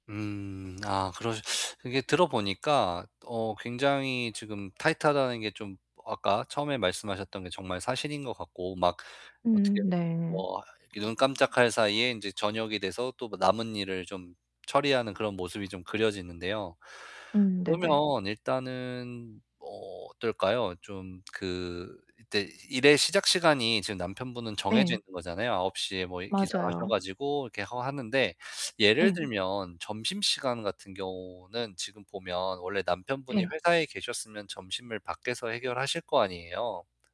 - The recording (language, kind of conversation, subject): Korean, advice, 시간이 부족해서 취미에 투자하기 어려울 때는 어떻게 하면 좋을까요?
- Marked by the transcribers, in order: other background noise; distorted speech